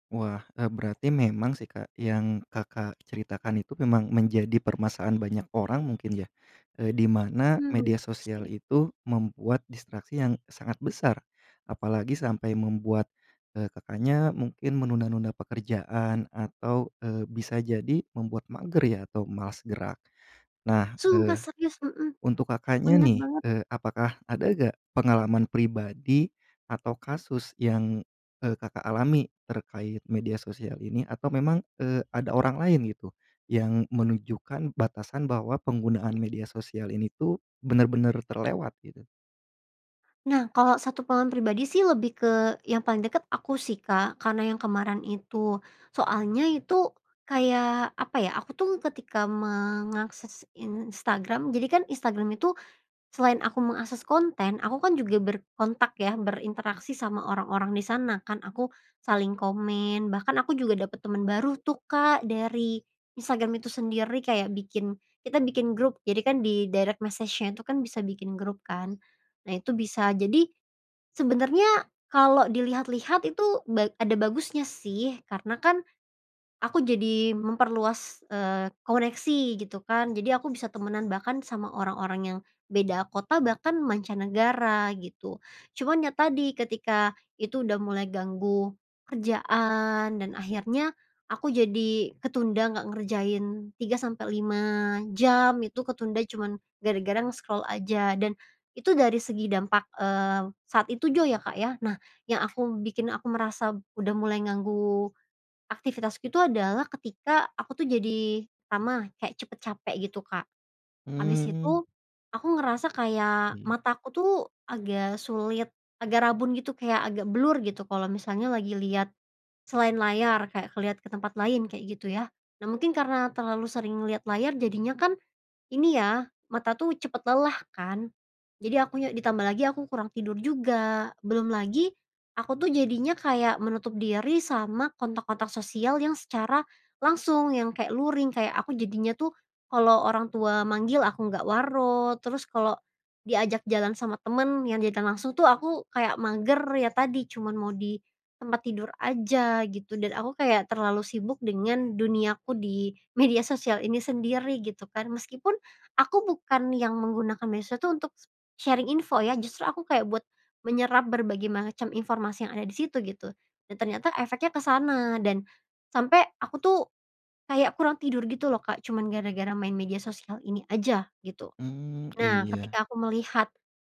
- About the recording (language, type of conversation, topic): Indonesian, podcast, Menurutmu, apa batasan wajar dalam menggunakan media sosial?
- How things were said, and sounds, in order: other animal sound; in English: "direct message-nya"; bird; in English: "nge-scroll"; "juga" said as "jo"; tapping; in Sundanese: "waro"; laughing while speaking: "media"; in English: "sharing"